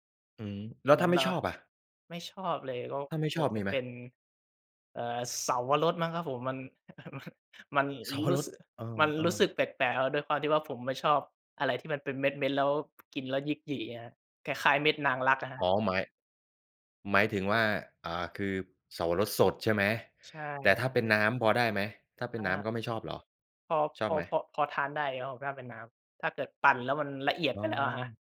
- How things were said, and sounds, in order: chuckle; laughing while speaking: "มัน"; tapping
- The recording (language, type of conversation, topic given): Thai, podcast, ทำอย่างไรให้กินผักและผลไม้เป็นประจำ?